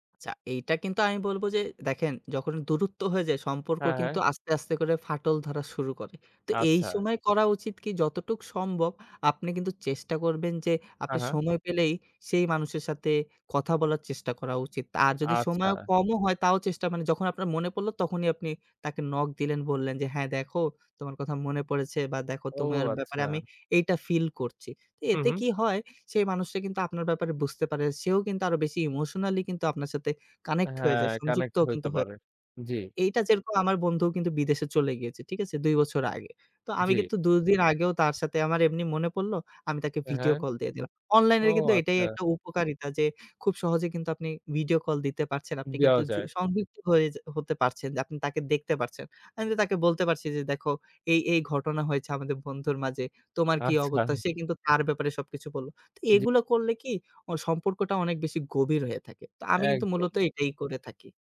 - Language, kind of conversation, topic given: Bengali, podcast, মানুষের সঙ্গে সম্পর্ক ভালো করার আপনার কৌশল কী?
- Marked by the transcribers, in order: other background noise; tapping; "অবস্থা" said as "অবত্তা"